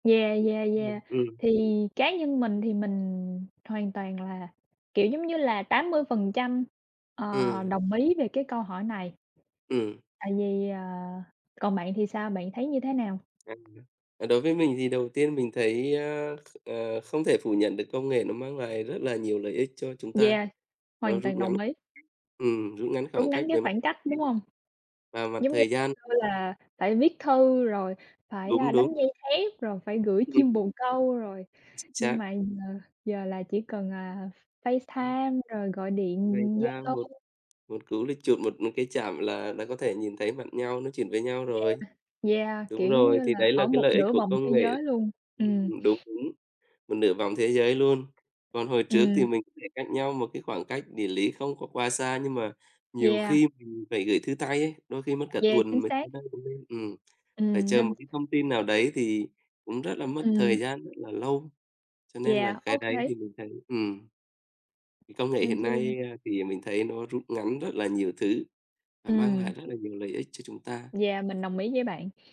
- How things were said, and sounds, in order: tapping; other background noise; in English: "lích"; "click" said as "lích"
- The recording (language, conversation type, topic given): Vietnamese, unstructured, Có phải công nghệ khiến chúng ta ngày càng xa cách nhau hơn không?
- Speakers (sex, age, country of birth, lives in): male, 20-24, Vietnam, United States; male, 35-39, Vietnam, Vietnam